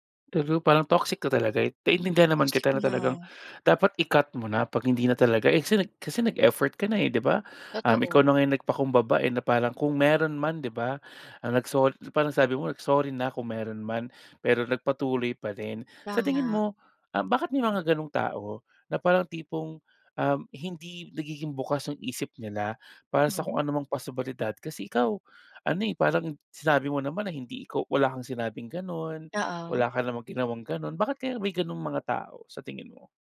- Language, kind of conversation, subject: Filipino, podcast, Paano mo hinaharap ang takot na mawalan ng kaibigan kapag tapat ka?
- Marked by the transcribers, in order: other background noise; tapping; in English: "i-cut"; in English: "nag-effort"